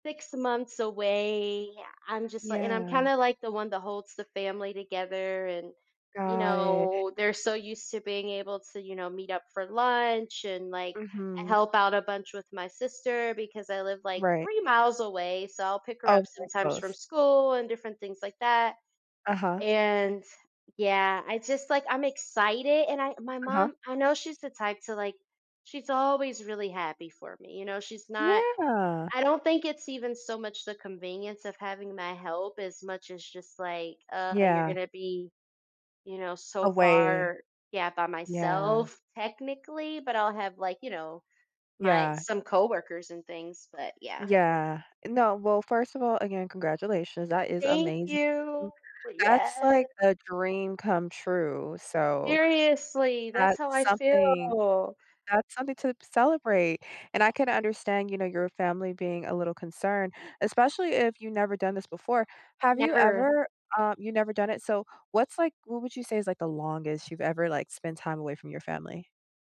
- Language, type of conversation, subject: English, advice, How do I share my good news with my family in a way that feels meaningful?
- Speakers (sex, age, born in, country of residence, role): female, 30-34, United States, United States, advisor; female, 35-39, United States, United States, user
- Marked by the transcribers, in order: none